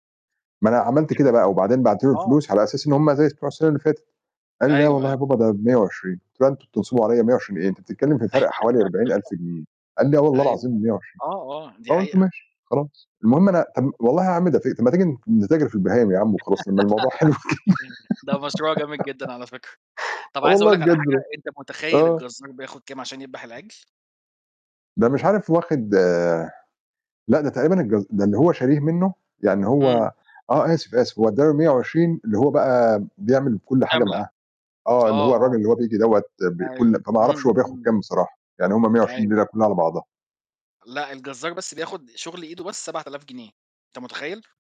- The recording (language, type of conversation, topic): Arabic, unstructured, إيه أكتر حاجة بتخليك تحس بالفخر بنفسك؟
- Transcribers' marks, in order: static; unintelligible speech; laugh; unintelligible speech; laugh; laughing while speaking: "كده"; laugh